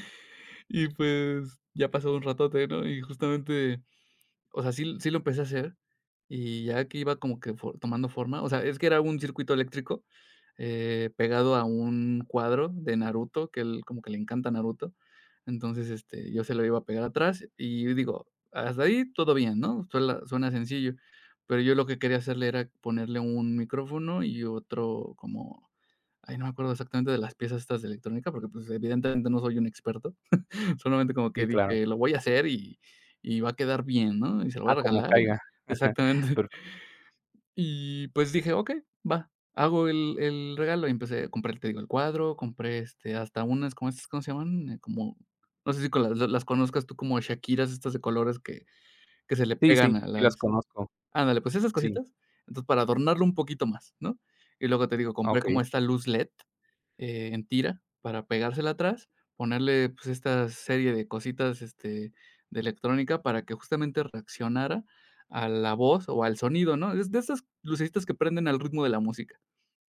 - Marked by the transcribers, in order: tapping; chuckle; chuckle; other background noise
- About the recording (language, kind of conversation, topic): Spanish, advice, ¿Cómo puedo superar la parálisis por perfeccionismo que me impide avanzar con mis ideas?